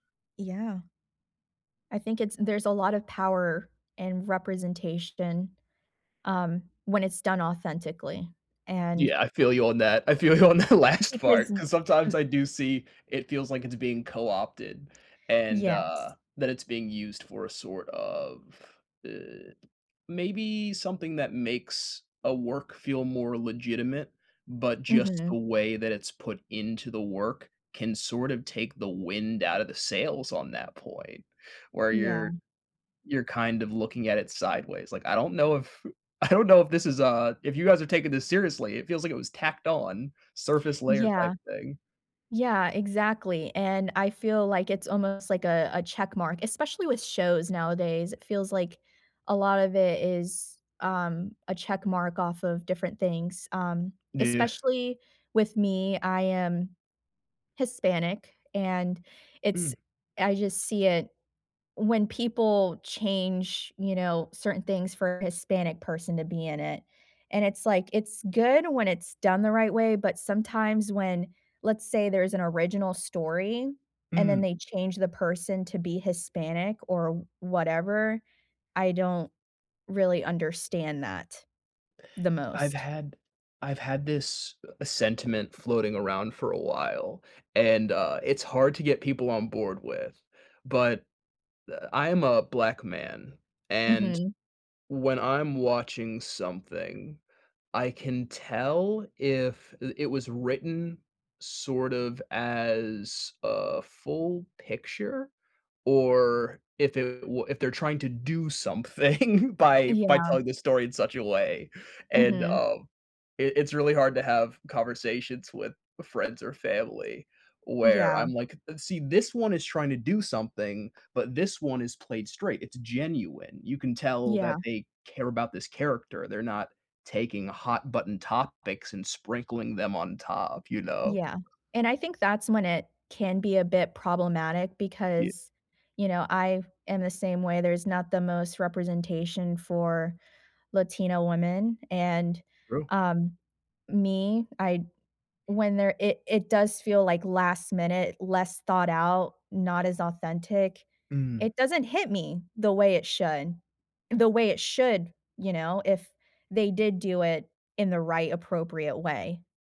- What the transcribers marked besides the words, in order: laughing while speaking: "feel you on that last part"; other background noise; laughing while speaking: "I don't"; "Yeah" said as "Deah"; tapping; laughing while speaking: "something"
- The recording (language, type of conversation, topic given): English, unstructured, Should I share my sad story in media to feel less alone?